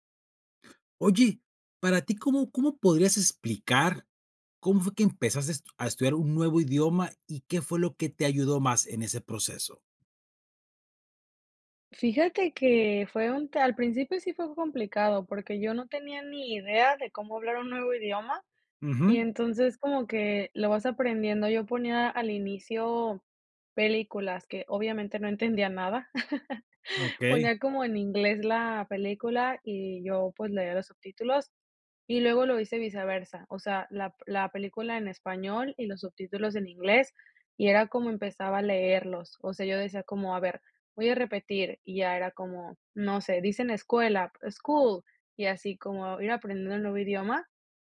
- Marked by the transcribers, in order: "empezaste" said as "empezastes"; chuckle; in English: "school"
- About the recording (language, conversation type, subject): Spanish, podcast, ¿Cómo empezaste a estudiar un idioma nuevo y qué fue lo que más te ayudó?